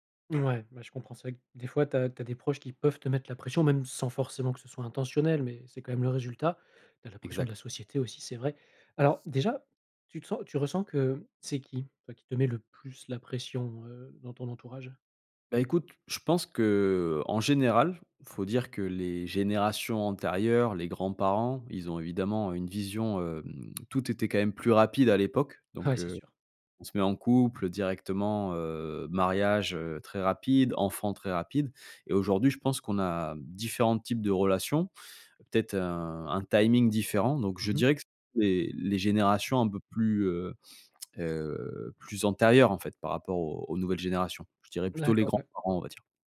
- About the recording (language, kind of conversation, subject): French, advice, Quelle pression ta famille exerce-t-elle pour que tu te maries ou que tu officialises ta relation ?
- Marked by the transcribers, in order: none